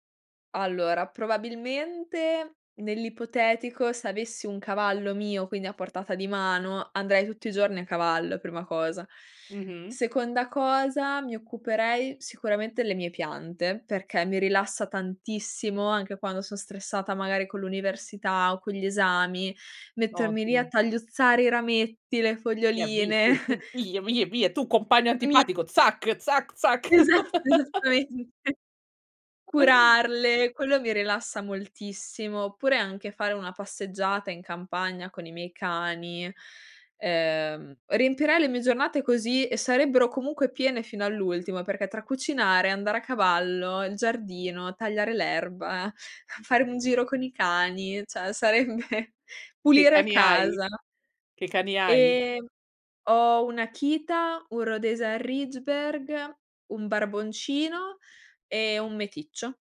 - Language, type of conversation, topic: Italian, podcast, Come trovi l’equilibrio tra lavoro e hobby creativi?
- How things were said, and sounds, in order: chuckle; laughing while speaking: "Esatto, esattamente"; laugh; "cioè" said as "ceh"; laughing while speaking: "sarebbe"; other background noise; "Rhodesian ridgeback" said as "Rhodese Ridgeberg"